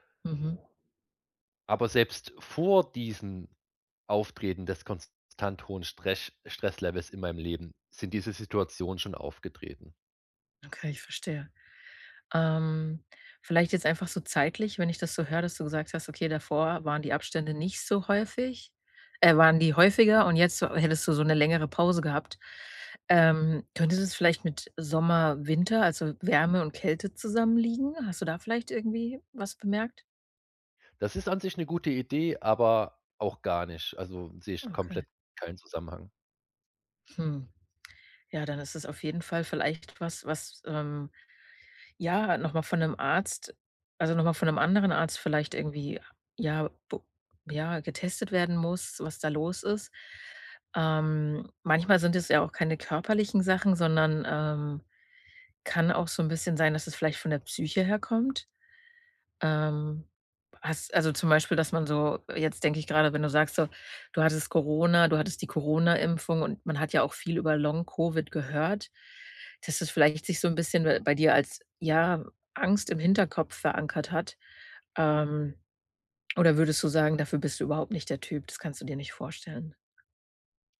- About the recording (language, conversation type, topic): German, advice, Wie beschreibst du deine Angst vor körperlichen Symptomen ohne klare Ursache?
- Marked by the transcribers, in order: other background noise; tapping